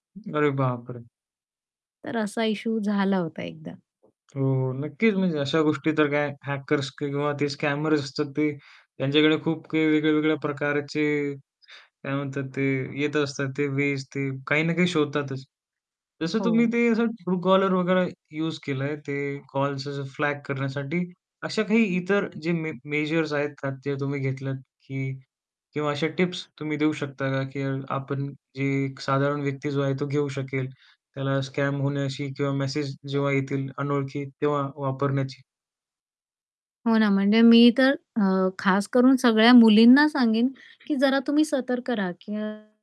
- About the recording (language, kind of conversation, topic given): Marathi, podcast, अनोळखी लोकांचे संदेश तुम्ही कसे हाताळता?
- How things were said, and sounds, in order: static; other background noise; in English: "हॅकर्स"; in English: "स्कॅमर्स"; in English: "स्कॅम"; distorted speech